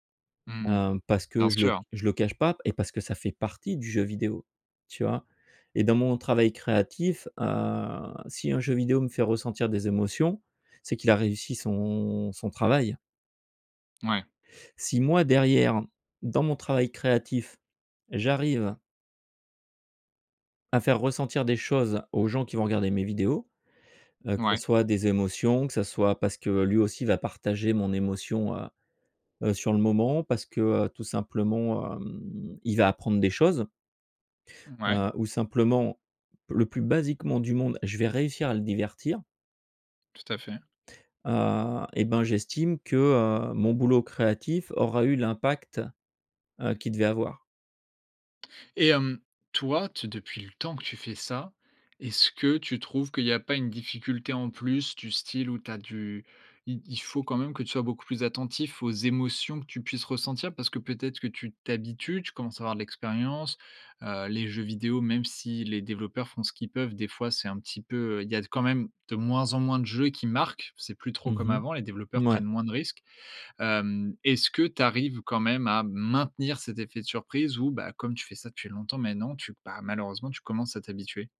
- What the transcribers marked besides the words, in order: other background noise; stressed: "marquent"; stressed: "maintenir"
- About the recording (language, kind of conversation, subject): French, podcast, Quel rôle jouent les émotions dans ton travail créatif ?